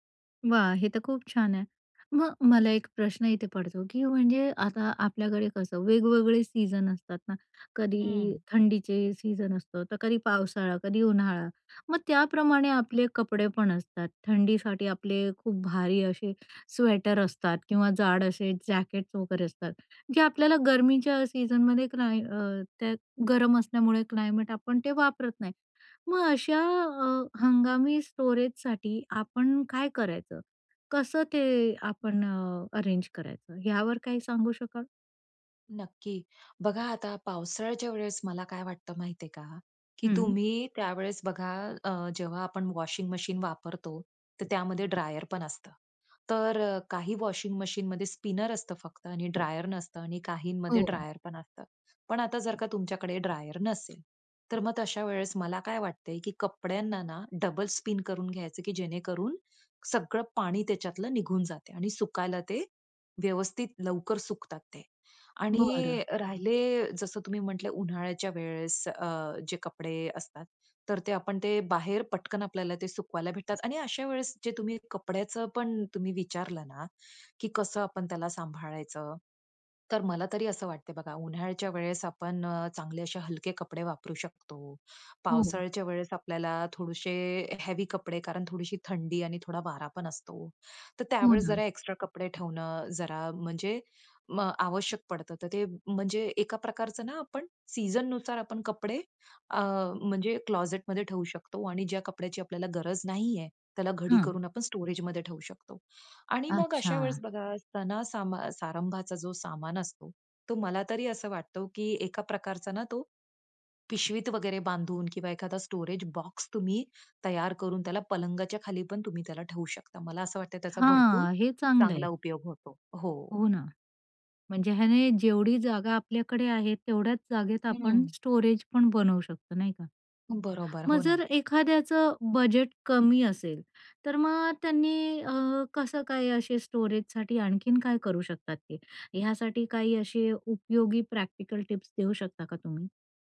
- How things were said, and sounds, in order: in English: "सीजन"; in English: "सीजन"; in English: "सीजनमध्ये"; in English: "क्लायमेट"; in English: "स्टोरेजसाठी"; in English: "अरेंज"; in English: "स्पिनर"; in English: "डबल स्पिन"; in English: "हेवी"; in English: "एक्स्ट्रा"; in English: "सीझननुसार"; in English: "क्लॉझेटमध्ये"; in English: "स्टोरेजमध्ये"; in English: "स्टोरेज बॉक्स"; in English: "स्टोरेज"; in English: "स्टोरेजसाठी"; in English: "प्रॅक्टिकल"
- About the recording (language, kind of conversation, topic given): Marathi, podcast, छोट्या सदनिकेत जागेची मांडणी कशी करावी?